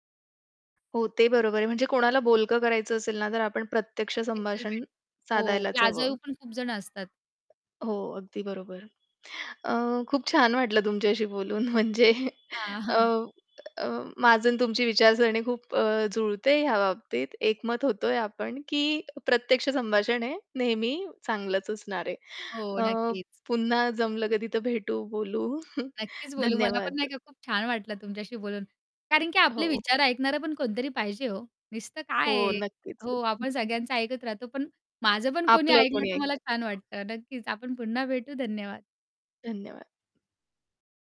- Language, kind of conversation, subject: Marathi, podcast, ऑनलाइन आणि प्रत्यक्ष संभाषणात नेमका काय फरक असतो?
- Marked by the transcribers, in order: static; distorted speech; other background noise; horn; laughing while speaking: "बोलून म्हणजे"; laughing while speaking: "हां"; chuckle